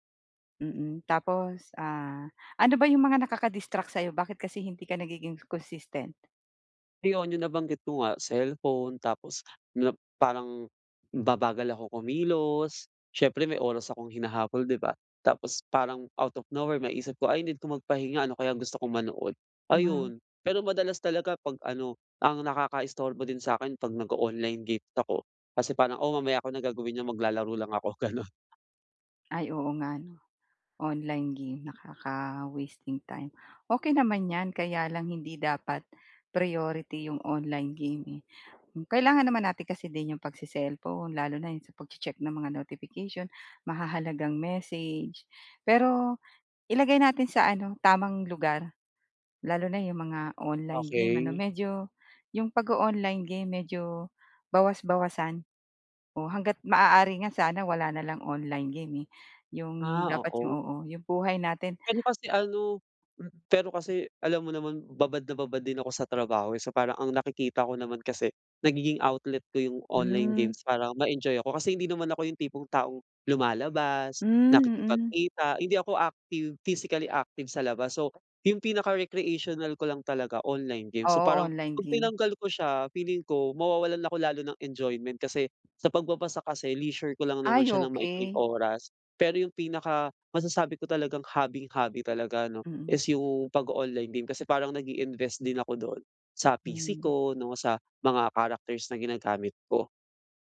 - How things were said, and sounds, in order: other background noise; tapping; chuckle
- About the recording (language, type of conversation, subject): Filipino, advice, Paano ko masusubaybayan nang mas madali ang aking mga araw-araw na gawi?